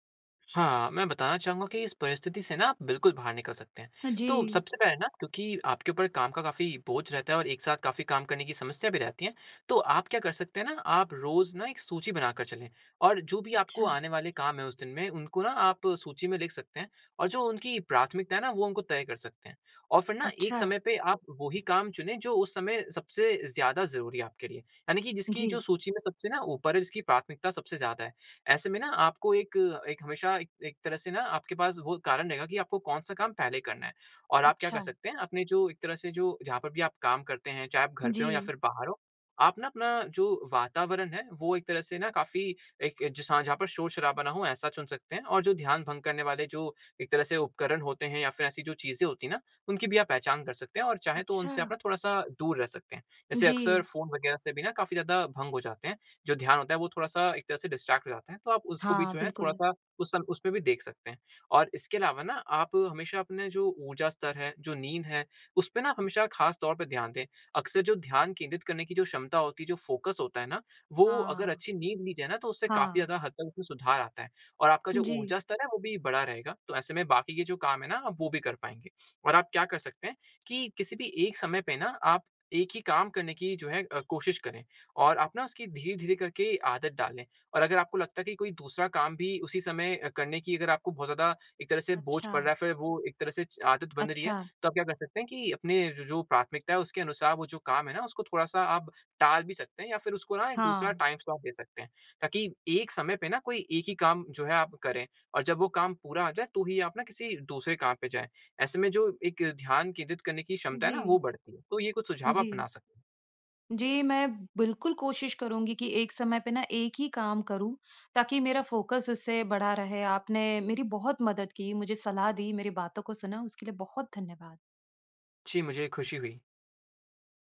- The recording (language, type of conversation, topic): Hindi, advice, एक ही समय में कई काम करते हुए मेरा ध्यान क्यों भटक जाता है?
- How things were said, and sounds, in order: in English: "डिस्ट्रैक्ट"; in English: "फ़ोकस"; in English: "टाइम स्लॉट"; in English: "फ़ोकस"